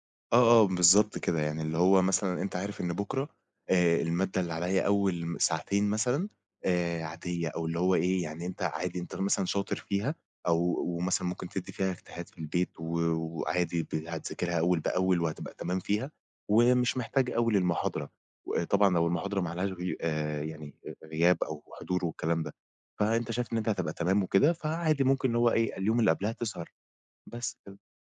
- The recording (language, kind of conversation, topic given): Arabic, advice, إيه اللي بيخليك تحس بإرهاق من كتر المواعيد ومفيش وقت تريح فيه؟
- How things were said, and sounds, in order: none